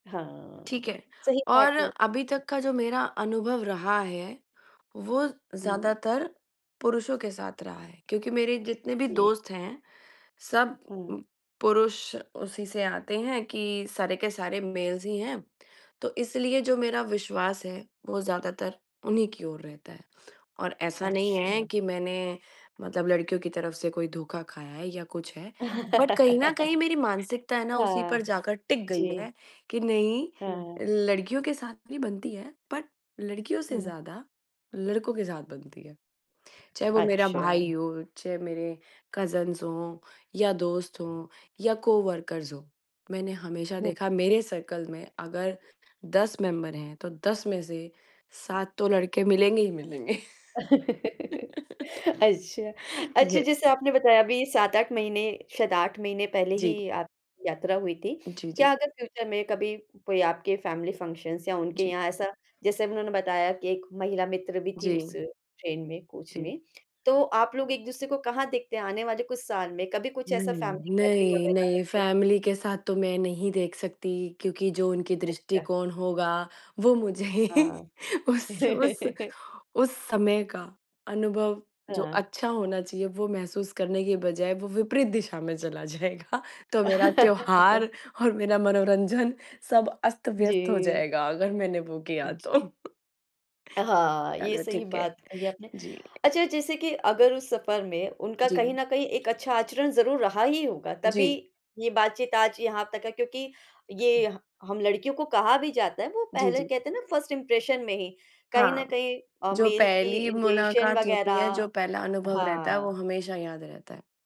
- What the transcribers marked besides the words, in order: in English: "मेल्स"; laugh; in English: "बट"; in English: "बट"; tapping; in English: "कज़िन्स"; in English: "को-वर्कर्स"; other background noise; in English: "सर्कल"; in English: "मेंबर"; laugh; laughing while speaking: "अच्छा"; chuckle; in English: "यस"; in English: "फ्यूचर"; in English: "फैमिली फंक्शन्स"; in English: "फैमिली गैदरिंग"; in English: "फैमिली"; laughing while speaking: "मुझे ही उस, उस"; laugh; laughing while speaking: "जाएगा"; laughing while speaking: "तो"; in English: "फर्स्ट इंप्रेशन"; in English: "मेल"; in English: "इंटेंशन"
- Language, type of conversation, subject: Hindi, podcast, सफ़र के दौरान आपकी किसी अनजान से पहली बार दोस्ती कब हुई?